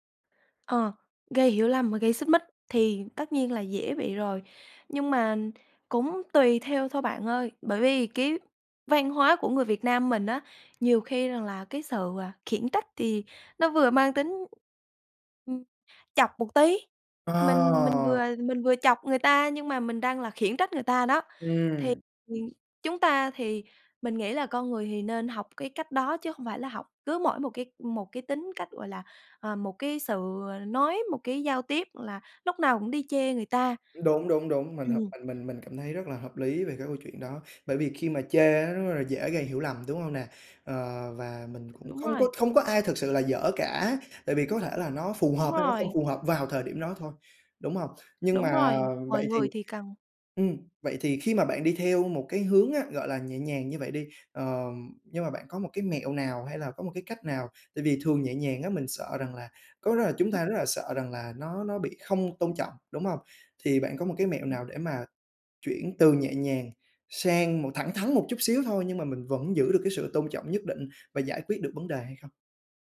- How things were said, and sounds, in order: tapping; other background noise
- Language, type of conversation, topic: Vietnamese, podcast, Bạn thích được góp ý nhẹ nhàng hay thẳng thắn hơn?